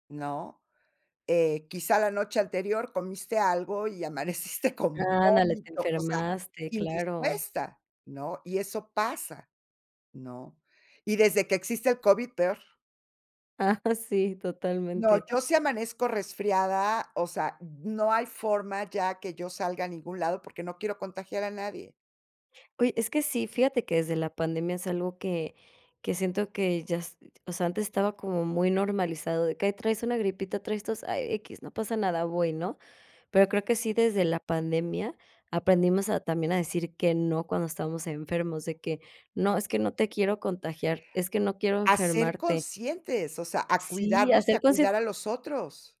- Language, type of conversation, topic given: Spanish, podcast, ¿Cómo decides cuándo decir no a tareas extra?
- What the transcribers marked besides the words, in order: laughing while speaking: "amaneciste"; laughing while speaking: "Ah"